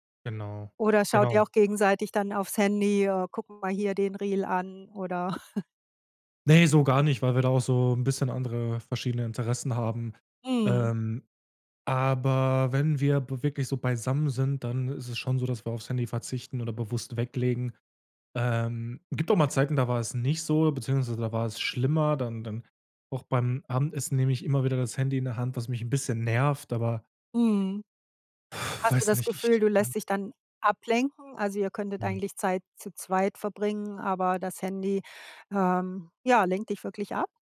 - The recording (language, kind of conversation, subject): German, podcast, Wie beeinflusst dein Handy deine Beziehungen im Alltag?
- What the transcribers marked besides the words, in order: chuckle; sigh